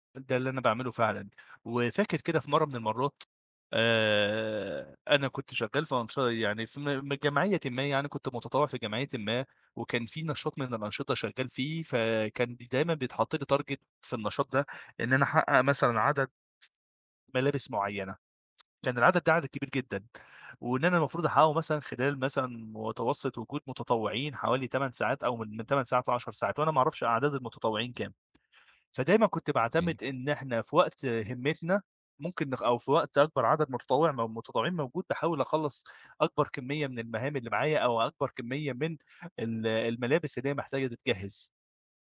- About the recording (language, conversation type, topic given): Arabic, podcast, إزاي بتقسّم المهام الكبيرة لخطوات صغيرة؟
- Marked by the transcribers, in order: other background noise; tapping; in English: "target"